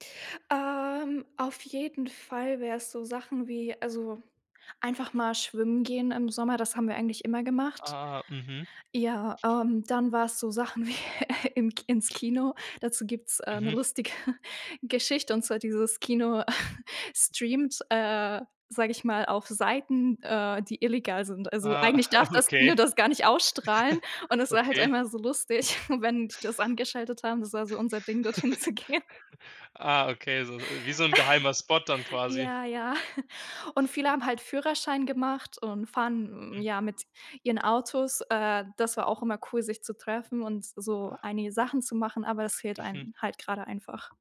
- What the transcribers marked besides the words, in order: drawn out: "Ähm"; other background noise; laughing while speaking: "wie, äh"; laughing while speaking: "lustige"; chuckle; tapping; chuckle; laughing while speaking: "lustig"; chuckle; laughing while speaking: "dorthin zu gehen"; chuckle
- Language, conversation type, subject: German, podcast, Wie gehst du mit Einsamkeit um?